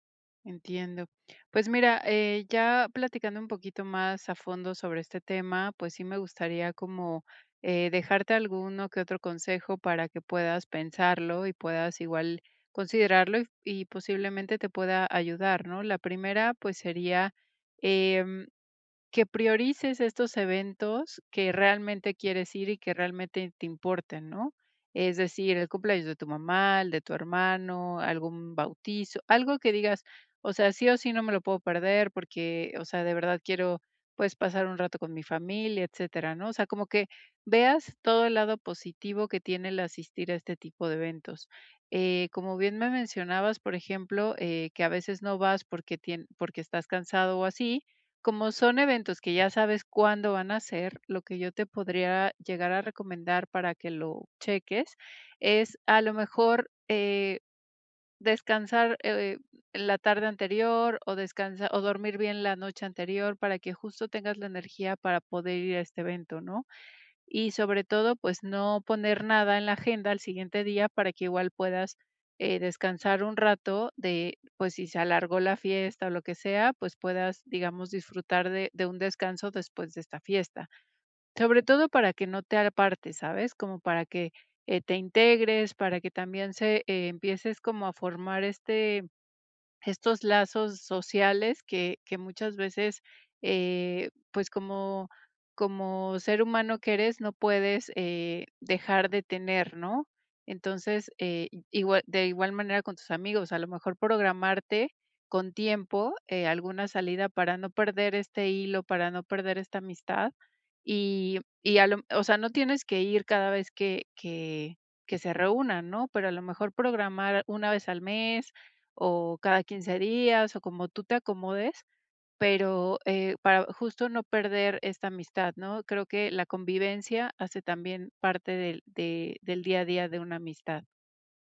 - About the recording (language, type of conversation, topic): Spanish, advice, ¿Cómo puedo dejar de tener miedo a perderme eventos sociales?
- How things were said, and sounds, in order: none